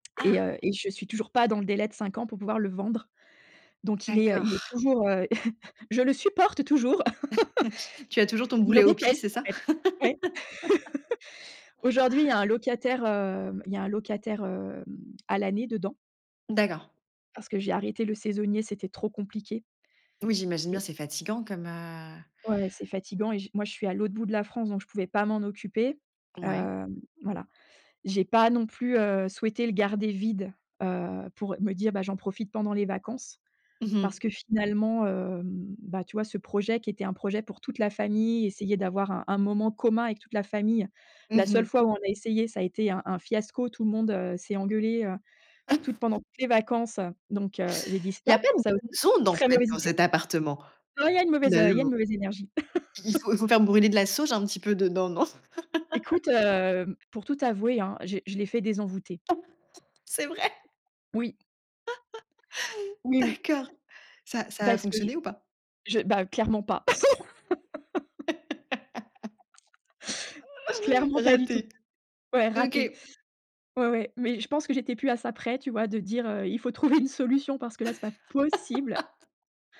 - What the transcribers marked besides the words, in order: tapping; chuckle; laugh; unintelligible speech; chuckle; chuckle; laugh; chuckle; laughing while speaking: "C'est vrai ?"; laugh; other background noise; laugh; chuckle; laughing while speaking: "trouver une"; laugh; stressed: "possible"
- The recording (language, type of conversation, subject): French, podcast, Parle-moi d’une fois où tu as regretté une décision ?